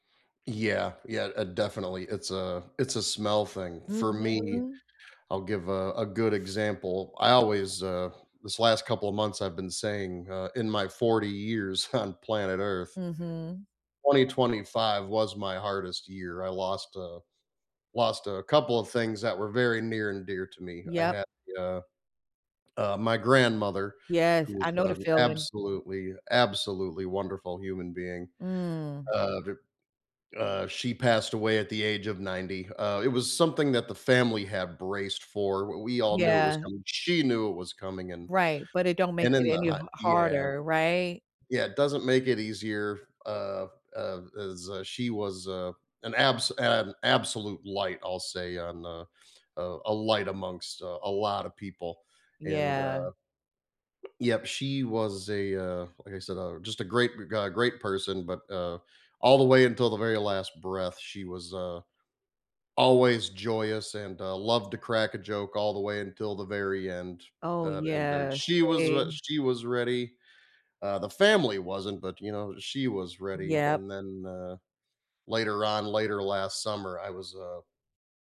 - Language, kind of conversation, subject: English, unstructured, What makes saying goodbye so hard?
- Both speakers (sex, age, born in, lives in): female, 40-44, United States, United States; male, 40-44, United States, United States
- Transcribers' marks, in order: other background noise; laughing while speaking: "on"; stressed: "she"; tapping